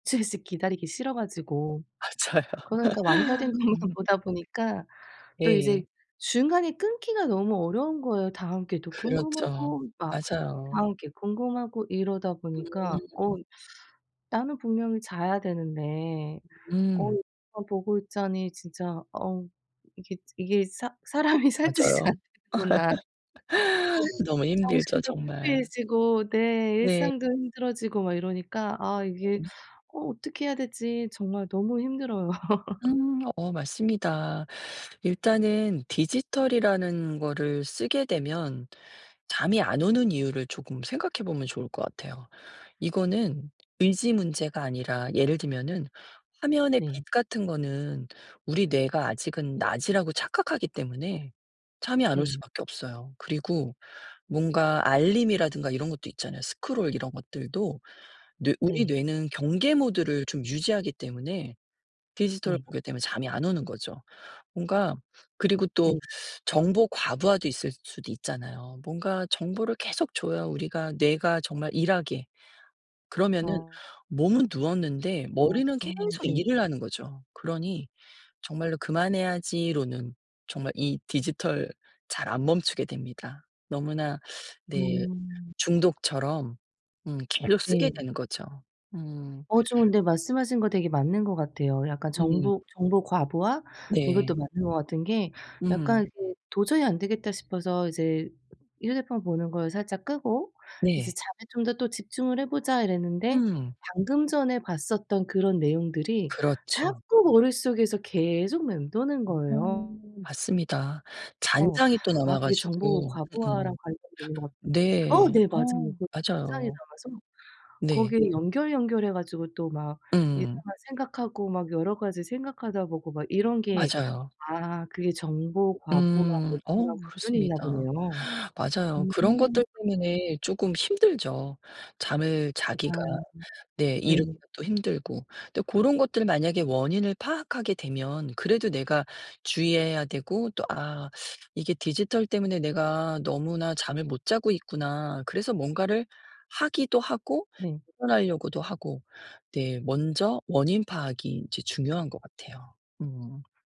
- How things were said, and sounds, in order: other background noise; laughing while speaking: "맞아요"; laughing while speaking: "완결된 것만"; laughing while speaking: "살 짓이 아니구나.'"; laugh; unintelligible speech; laugh; "잔상이" said as "잔장이"; unintelligible speech
- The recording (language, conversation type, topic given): Korean, advice, 디지털 방해 요소를 줄여 더 쉽게 집중하려면 어떻게 해야 하나요?